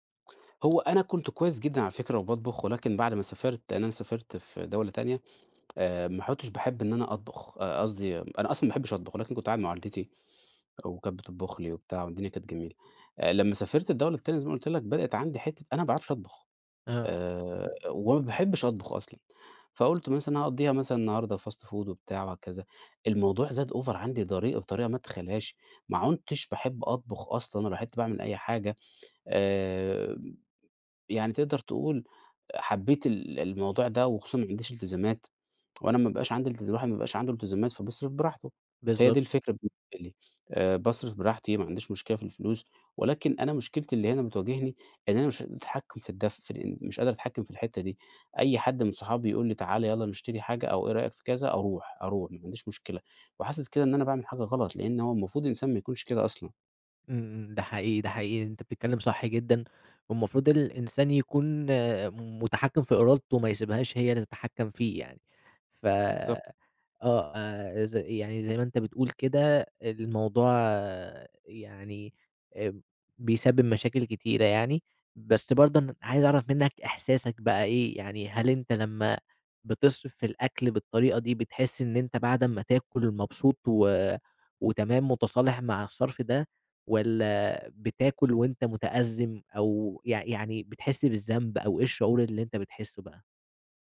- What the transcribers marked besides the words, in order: sniff; sniff; in English: "fast food"; in English: "over"; "عندي" said as "ضريق"; tsk; other background noise
- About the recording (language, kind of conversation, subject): Arabic, advice, إزاي أقدر أسيطر على اندفاعاتي زي الأكل أو الشراء؟